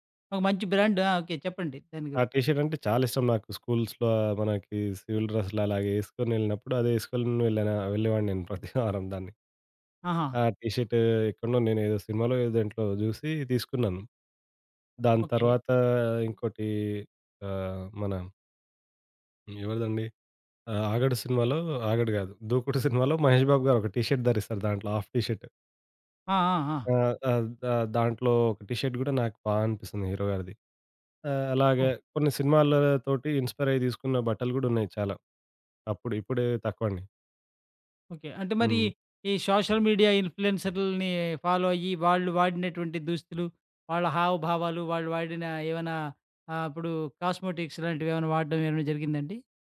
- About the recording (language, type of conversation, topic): Telugu, podcast, నీ స్టైల్‌కు ప్రధానంగా ఎవరు ప్రేరణ ఇస్తారు?
- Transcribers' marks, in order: in English: "బ్రాండ్"; in English: "టీ షర్ట్"; in English: "స్కూల్స్‌లో"; in English: "సివిల్"; laughing while speaking: "నేను ప్రతివారం"; in English: "టీ షర్టు"; in English: "టి షర్ట్"; in English: "హాఫ్ టి షర్ట్"; in English: "టి షర్ట్"; in English: "ఇన్‌స్పైర్"; in English: "సోషల్ మీడియా"; in English: "ఫాలో"; in English: "కాస్మోటిక్స్"